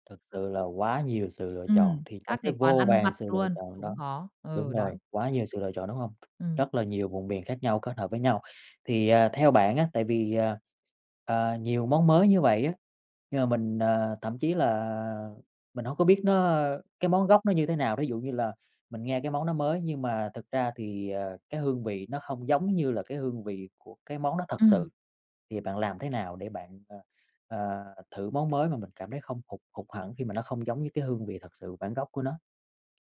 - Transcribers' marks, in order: other background noise; tapping
- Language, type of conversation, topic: Vietnamese, podcast, Bạn bắt đầu khám phá món ăn mới như thế nào?